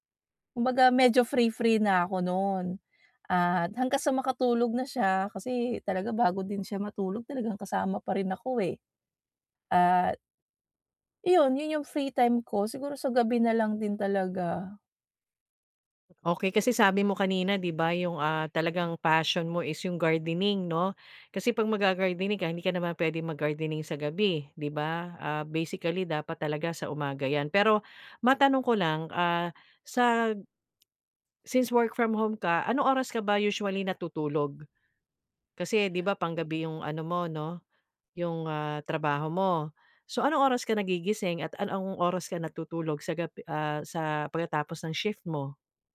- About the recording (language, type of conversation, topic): Filipino, advice, Paano ako makakahanap ng oras para sa mga hilig ko?
- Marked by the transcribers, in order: drawn out: "no'n"; drawn out: "talaga"; other background noise; in English: "passion"; stressed: "gabi"; in English: "basically"; gasp; in English: "usually"; in English: "shift"